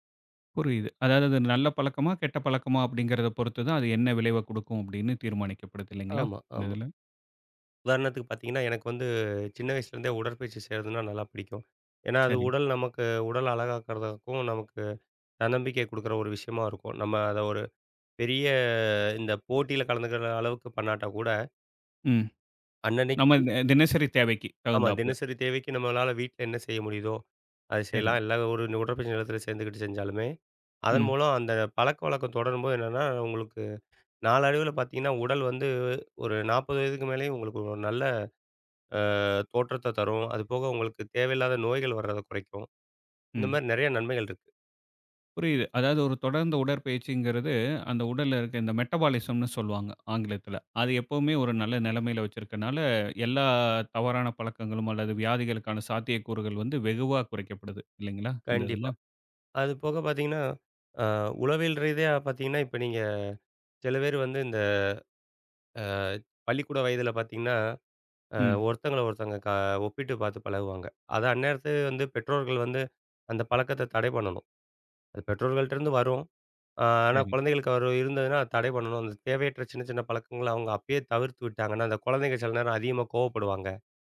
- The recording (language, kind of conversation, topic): Tamil, podcast, சிறு பழக்கங்கள் எப்படி பெரிய முன்னேற்றத்தைத் தருகின்றன?
- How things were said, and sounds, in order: drawn out: "பெரிய"; in English: "மெட்டபாலிசம்னு"; "வைத்திருப்பதனால" said as "வ்ச்சிருக்கனால"; "அந்நேரத்துல" said as "அந்நேரத்து"